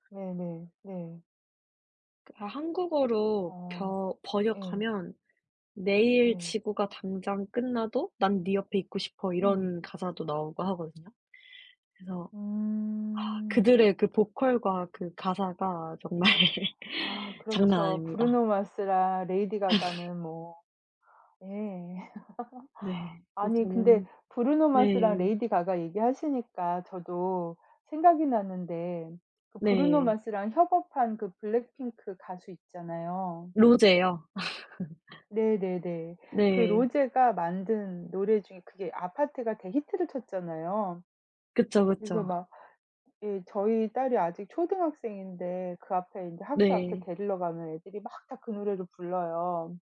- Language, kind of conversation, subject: Korean, unstructured, 음악 감상과 독서 중 어떤 활동을 더 즐기시나요?
- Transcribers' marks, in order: laughing while speaking: "정말"; laugh; tapping; laugh